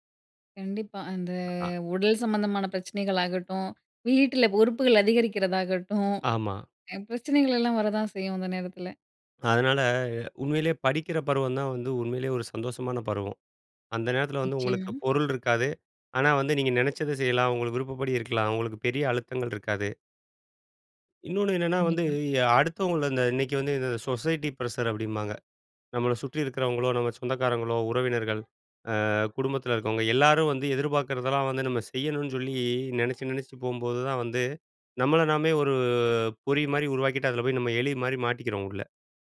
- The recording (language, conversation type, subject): Tamil, podcast, வறுமையைப் போல அல்லாமல் குறைவான உடைமைகளுடன் மகிழ்ச்சியாக வாழ்வது எப்படி?
- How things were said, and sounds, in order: other noise; in English: "சொசைட்டி ப்ரசர்"; drawn out: "ஒரு"